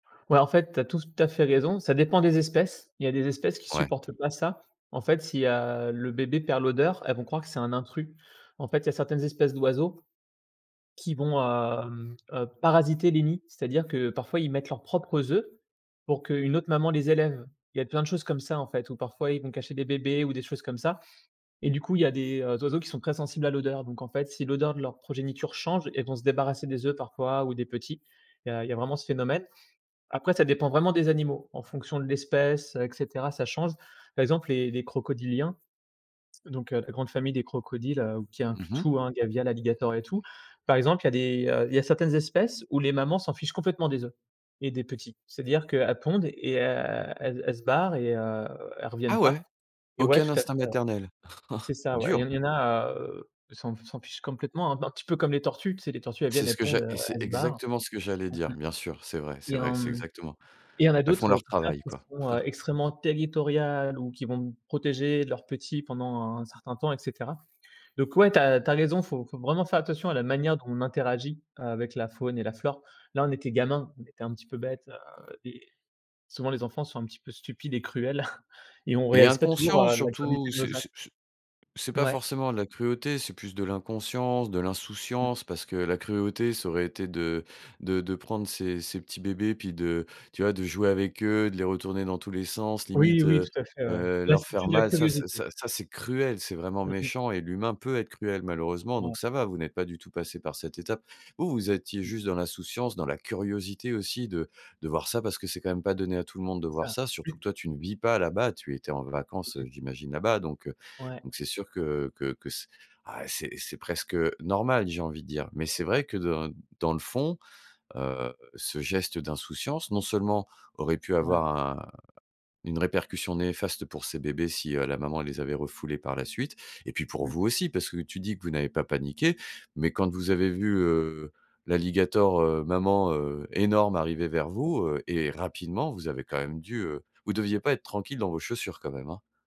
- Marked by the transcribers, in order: "tout" said as "toust"; surprised: "Ah ouais !"; chuckle; chuckle; chuckle; other background noise; unintelligible speech; unintelligible speech
- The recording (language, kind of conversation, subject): French, podcast, Peux-tu raconter une rencontre brève mais inoubliable ?